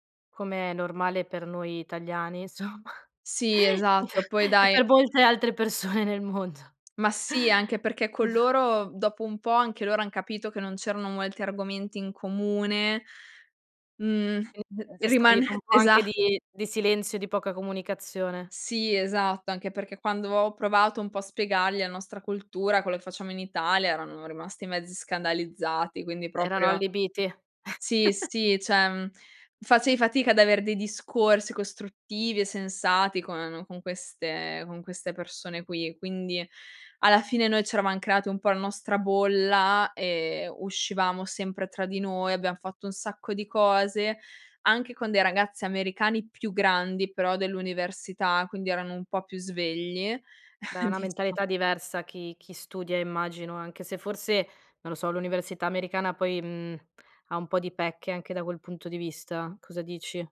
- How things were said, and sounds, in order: laughing while speaking: "insomma, e e per molte altre persone nel mondo"; chuckle; unintelligible speech; chuckle; "cioè" said as "ceh"; chuckle; unintelligible speech
- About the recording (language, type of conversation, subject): Italian, podcast, Qual è stato il tuo primo periodo lontano da casa?